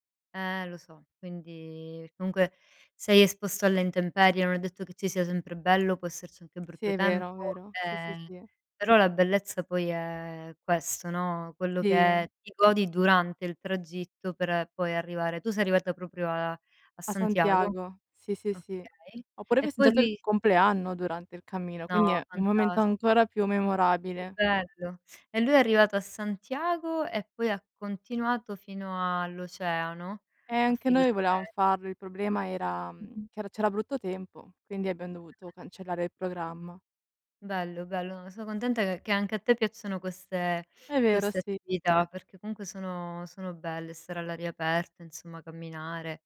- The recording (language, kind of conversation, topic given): Italian, unstructured, Come ti tieni in forma durante la settimana?
- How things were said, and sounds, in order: tapping; unintelligible speech; unintelligible speech